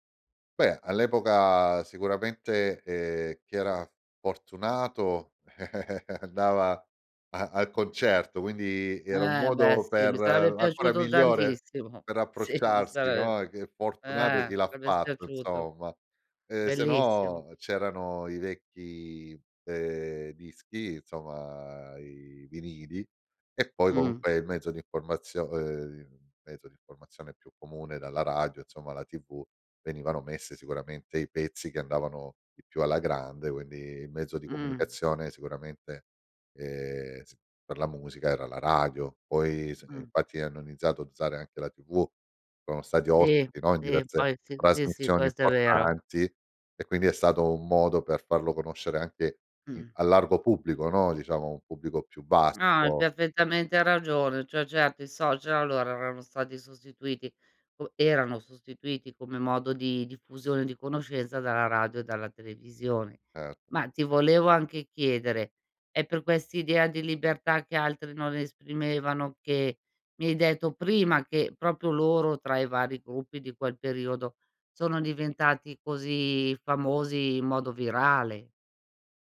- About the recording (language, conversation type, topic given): Italian, podcast, Secondo te, che cos’è un’icona culturale oggi?
- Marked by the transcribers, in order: chuckle; laughing while speaking: "tantissimo. Sì"